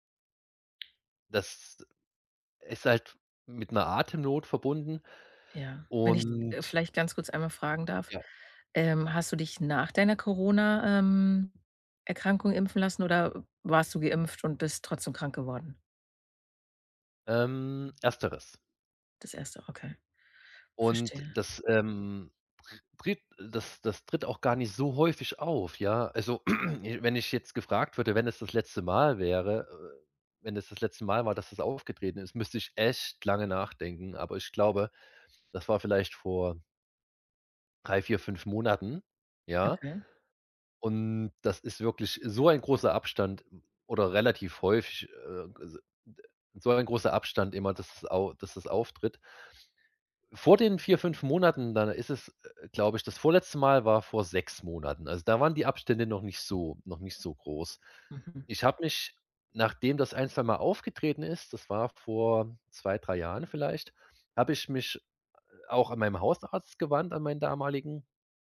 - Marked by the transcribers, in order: other background noise; other noise; throat clearing
- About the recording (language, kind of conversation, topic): German, advice, Wie beschreibst du deine Angst vor körperlichen Symptomen ohne klare Ursache?